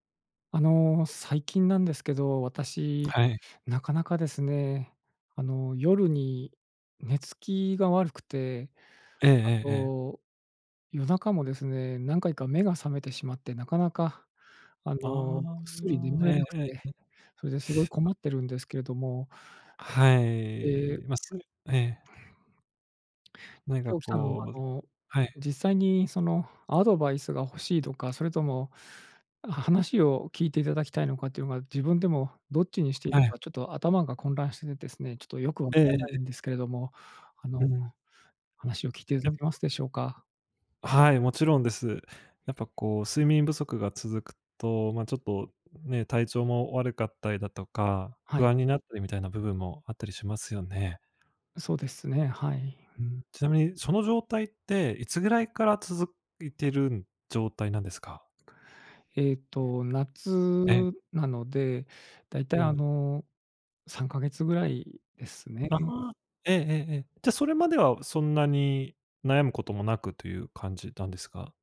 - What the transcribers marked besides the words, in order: unintelligible speech; other background noise
- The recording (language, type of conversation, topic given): Japanese, advice, 夜なかなか寝つけず毎晩寝不足で困っていますが、どうすれば改善できますか？